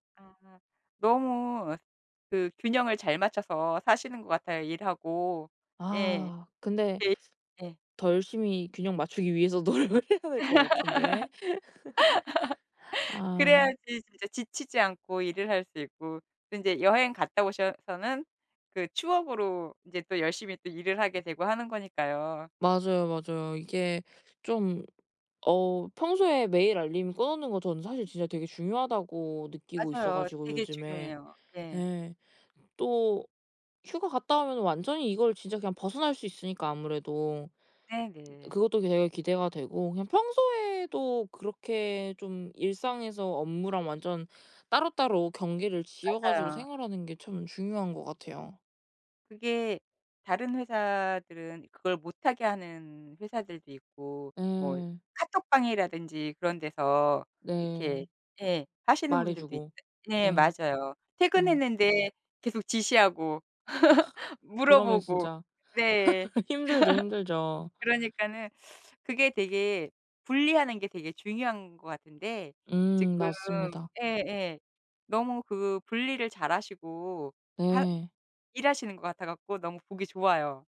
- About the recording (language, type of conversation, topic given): Korean, podcast, 일과 삶의 균형을 어떻게 유지하고 계신가요?
- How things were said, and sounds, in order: laughing while speaking: "노력을 해야"; laugh; laugh; other background noise; other noise; laugh